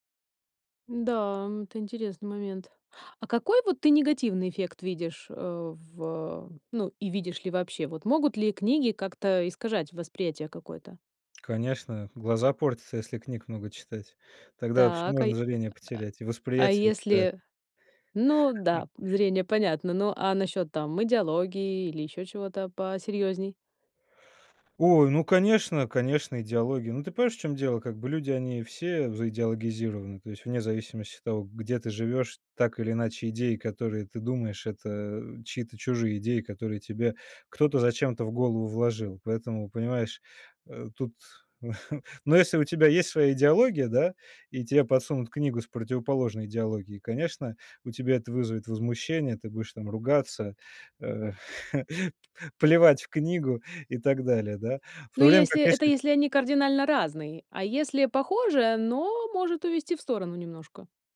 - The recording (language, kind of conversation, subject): Russian, podcast, Как книги влияют на наше восприятие жизни?
- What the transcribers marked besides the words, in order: chuckle; other background noise; tapping; chuckle; chuckle; laughing while speaking: "п пл плевать"